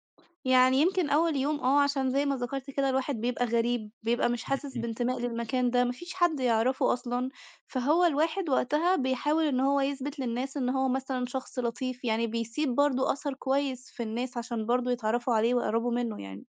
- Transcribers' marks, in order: none
- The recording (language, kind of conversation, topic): Arabic, podcast, إزاي بتتعامل/بتتعاملي مع ضغط الناس إنك تِبان بشكل معيّن؟